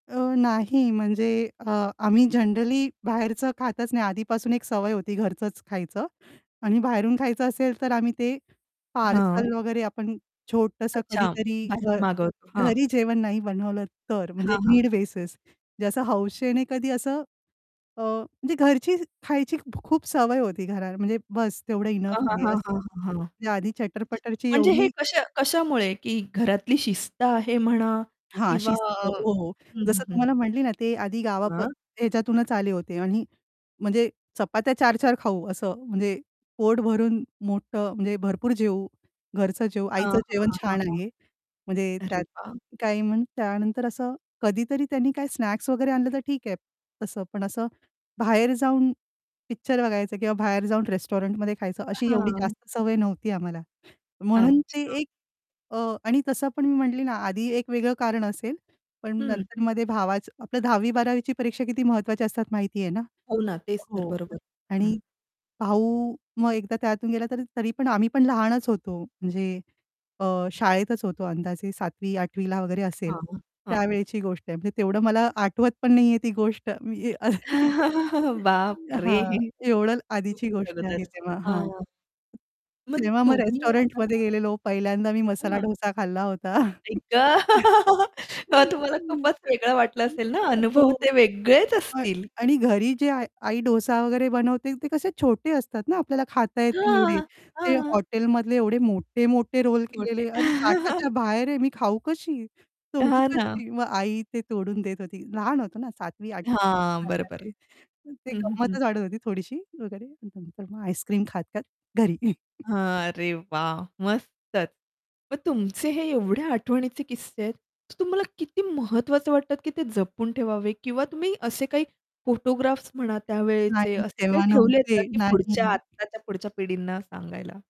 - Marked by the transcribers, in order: static; in English: "जनरली"; distorted speech; in English: "नीड बेसिस"; other background noise; in English: "रेस्टॉरंटमध्ये"; laughing while speaking: "बापरे!"; unintelligible speech; laughing while speaking: "गोष्ट मी"; in English: "रेस्टॉरंटमध्ये"; laughing while speaking: "आई ग! मग तुम्हाला खूपच वेगळं वाटलं असेल ना"; laugh; in English: "रोल"; laugh; unintelligible speech; chuckle; tapping
- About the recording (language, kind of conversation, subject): Marathi, podcast, तुम्ही तुमच्या कौटुंबिक आठवणीतला एखादा किस्सा सांगाल का?